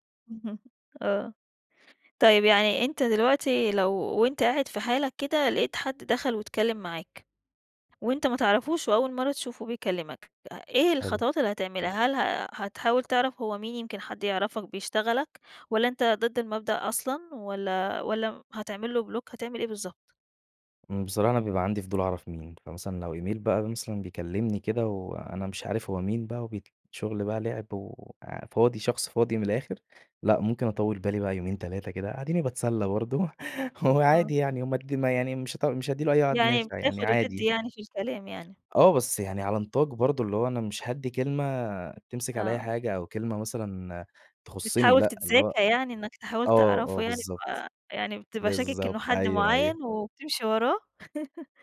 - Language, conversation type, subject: Arabic, podcast, إزاي بتحافظ على خصوصيتك على الإنترنت؟
- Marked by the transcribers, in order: chuckle; in English: "بلوك؟"; in English: "إيميل"; tapping; laughing while speaking: "برضه هو عادي"; chuckle